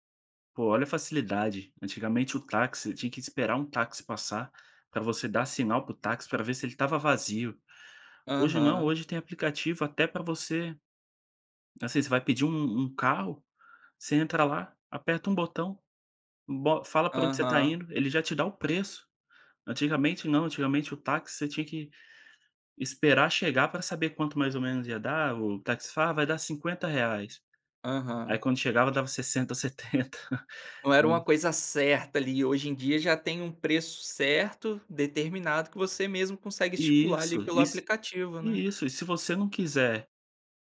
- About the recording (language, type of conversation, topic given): Portuguese, podcast, Como a tecnologia mudou o seu dia a dia?
- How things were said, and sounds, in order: none